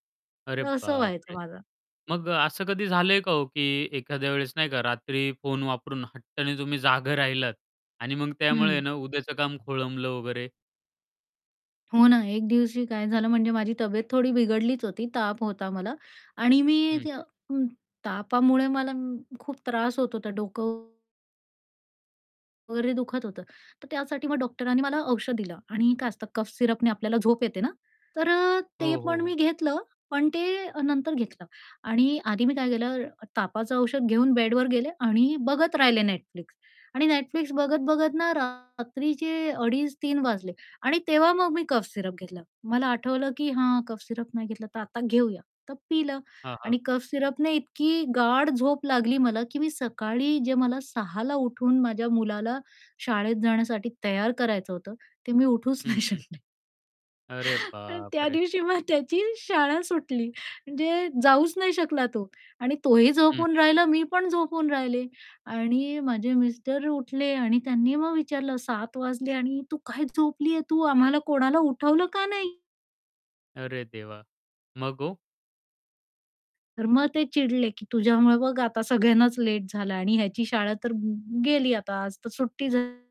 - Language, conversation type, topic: Marathi, podcast, रात्री फोन वापरण्याची तुमची पद्धत काय आहे?
- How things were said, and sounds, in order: other background noise; distorted speech; in English: "कफ सिरपने"; in English: "कफ सिरप"; in English: "कफ सिरप"; in English: "कफ सिरपने"; laughing while speaking: "मी उठूच नाही शकले आणि त्या दिवशी मग त्याची"; surprised: "अरे बापरे!"